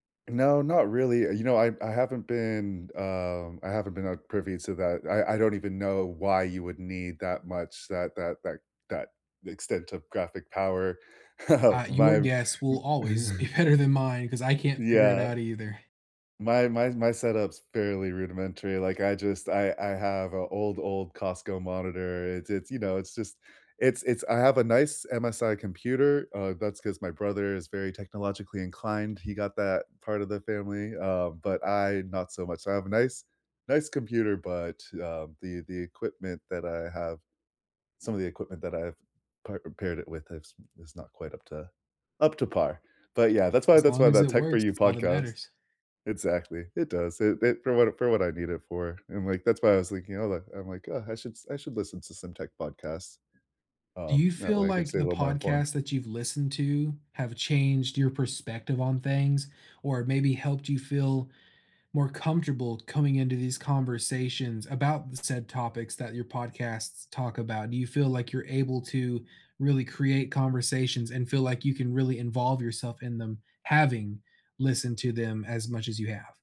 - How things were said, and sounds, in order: laughing while speaking: "be better"; laugh; chuckle
- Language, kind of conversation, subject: English, unstructured, What podcast episodes have you been recommending to everyone lately?
- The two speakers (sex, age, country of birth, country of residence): male, 20-24, United States, United States; male, 35-39, United States, United States